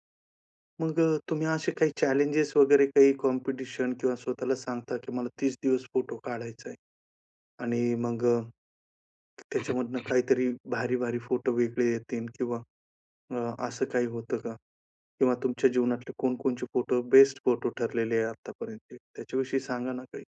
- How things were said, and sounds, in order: throat clearing
- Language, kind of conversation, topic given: Marathi, podcast, फोटोग्राफीची सुरुवात कुठून करावी?